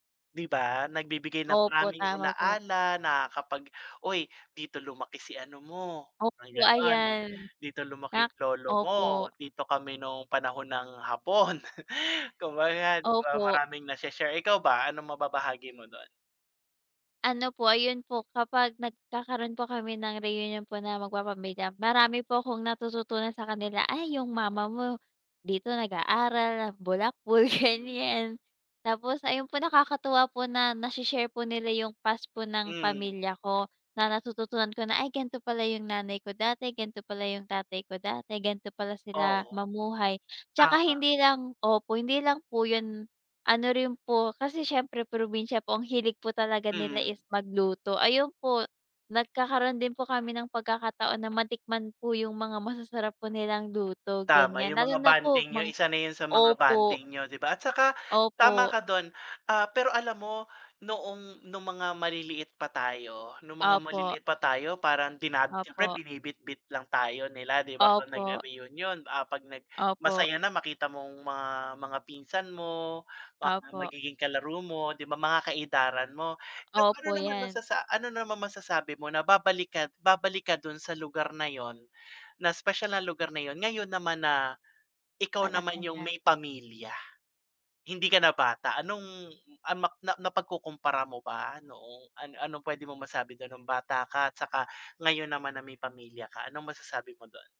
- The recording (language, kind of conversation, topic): Filipino, unstructured, May lugar ka bang gusto mong balikan?
- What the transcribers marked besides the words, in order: laughing while speaking: "Hapon"; laughing while speaking: "ganyan"